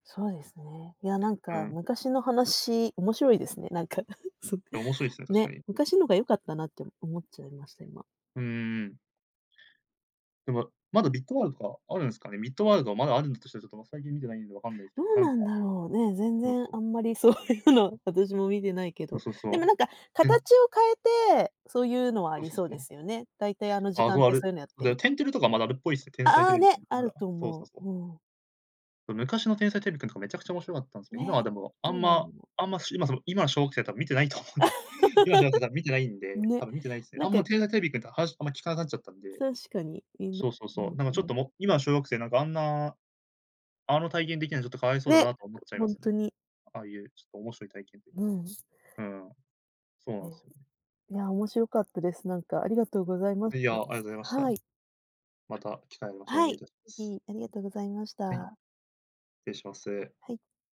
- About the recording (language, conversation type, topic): Japanese, podcast, 子どものころ好きだったテレビ番組を覚えていますか？
- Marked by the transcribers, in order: chuckle; laughing while speaking: "そういうの"; other background noise; unintelligible speech; laugh; unintelligible speech